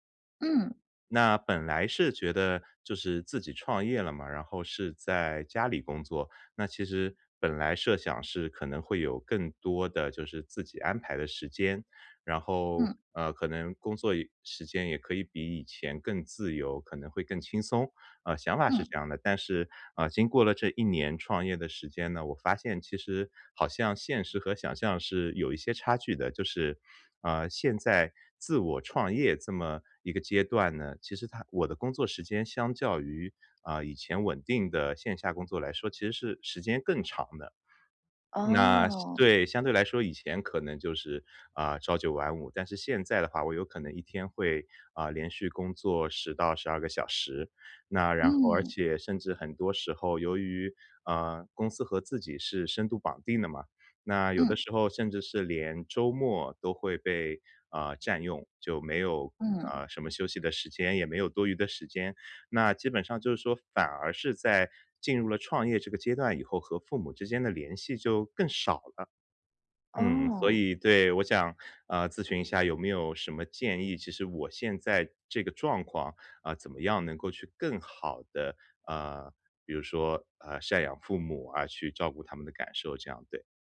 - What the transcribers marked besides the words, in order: none
- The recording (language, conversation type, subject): Chinese, advice, 我该如何在工作与赡养父母之间找到平衡？